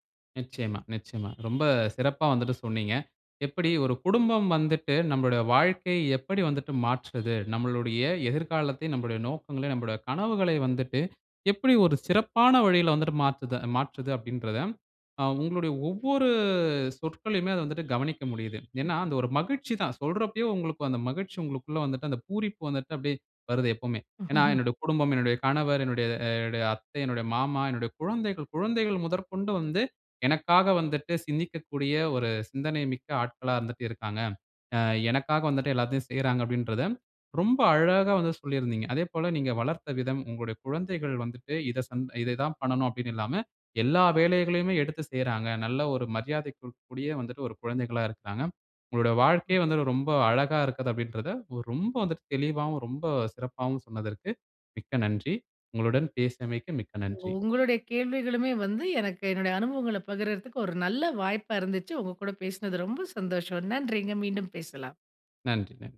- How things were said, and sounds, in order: horn; drawn out: "ஒவ்வொரு"; chuckle; chuckle; "என்னுடைய" said as "அடைய"; other background noise; chuckle
- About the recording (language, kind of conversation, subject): Tamil, podcast, குடும்பம் உங்கள் நோக்கத்தை எப்படி பாதிக்கிறது?